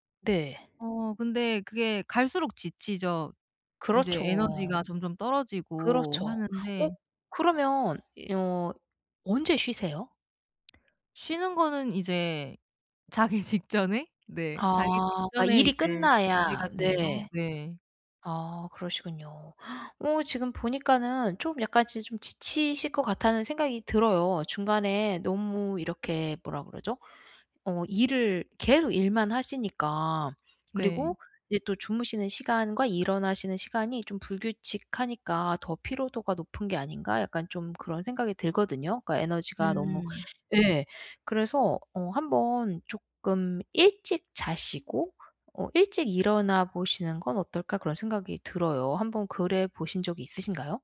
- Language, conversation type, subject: Korean, advice, 하루 동안 에너지를 일정하게 유지하려면 어떻게 해야 하나요?
- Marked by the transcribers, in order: tapping; laughing while speaking: "자기 직전에?"; other background noise; gasp